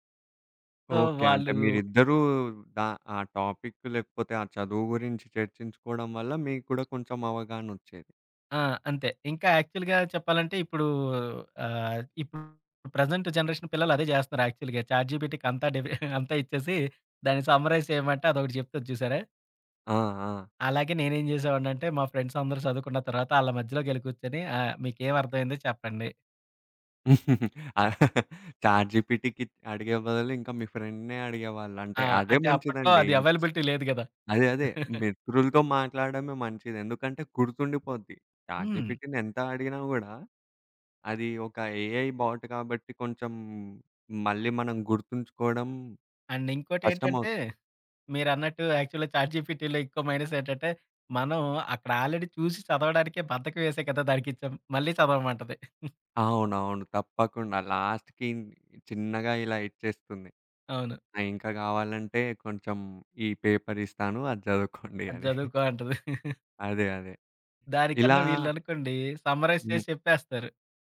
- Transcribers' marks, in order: in English: "సో"; in English: "టాపిక్"; in English: "యాక్చువల్‌గా"; in English: "ప్రెజెంట్ జనరేషన్"; in English: "యాక్చువల్‌గా. చాట్‌జీపీటీ"; chuckle; in English: "సమ్మరైజ్"; in English: "ఫ్రెండ్స్"; laugh; in English: "చాట్‌జీపీటీకి"; in English: "ఫ్రెండ్‌నే"; in English: "అవైలబిలిటీ"; other background noise; chuckle; in English: "చాట్‌జీపీటీని"; in English: "ఏఐ బాట్"; in English: "అండ్"; in English: "యాక్చువల్‌గా చాట్‌జీపీటీలో"; in English: "ఆల్రెడీ"; giggle; in English: "లాస్ట్‌కి"; in English: "పేపర్"; chuckle; in English: "సమ్మరైజ్"
- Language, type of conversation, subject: Telugu, podcast, ఫ్లోలోకి మీరు సాధారణంగా ఎలా చేరుకుంటారు?